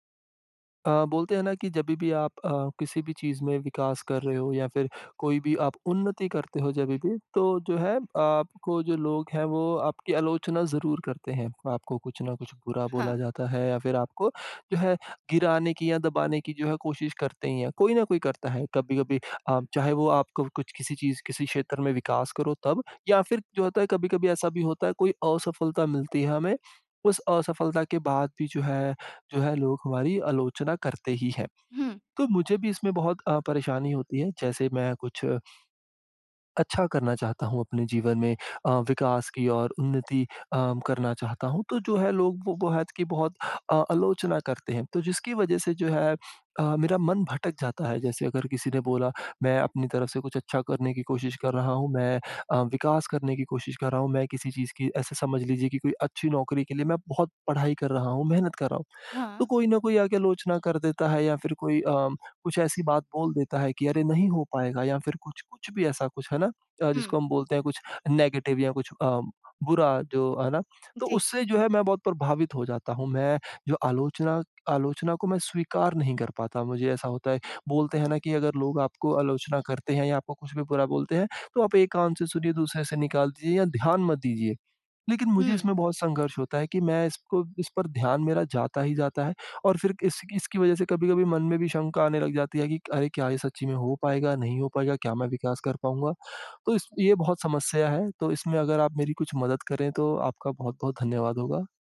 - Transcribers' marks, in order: in English: "नेगेटिव"
- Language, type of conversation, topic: Hindi, advice, विकास के लिए आलोचना स्वीकार करने में मुझे कठिनाई क्यों हो रही है और मैं क्या करूँ?